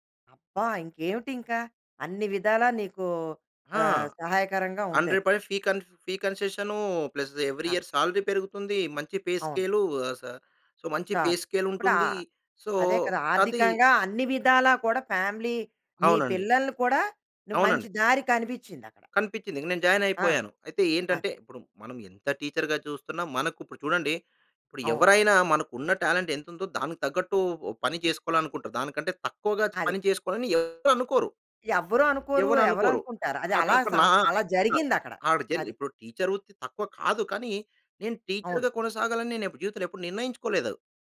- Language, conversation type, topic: Telugu, podcast, నీ జీవితంలో నువ్వు ఎక్కువగా పశ్చాత్తాపపడే నిర్ణయం ఏది?
- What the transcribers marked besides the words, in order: in English: "హండ్రెడ్ పర్సెంట్ ఫీ కన్ ఫీ కన్సీశన్, ప్లస్ ఎవ్రి ఇయర్ సాలరీ"; in English: "పే"; in English: "సొ"; in English: "పే స్కేల్"; in English: "సో"; in English: "ఫ్యామిలీ"; in English: "జాయిన్"; in English: "టీచర్‌గా"; in English: "టాలెంట్"; in English: "టీచర్"; in English: "టీచర్‌గా"